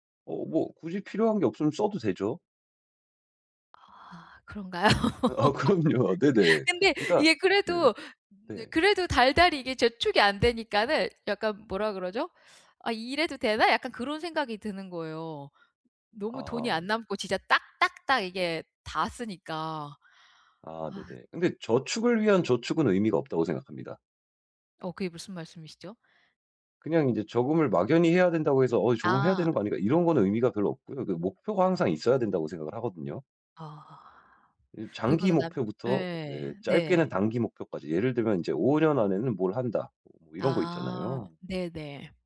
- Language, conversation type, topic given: Korean, advice, 지출을 어떻게 통제하고 저축의 우선순위를 어떻게 정하면 좋을까요?
- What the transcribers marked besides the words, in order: laughing while speaking: "그런가요?"; laugh; laughing while speaking: "아 그럼요"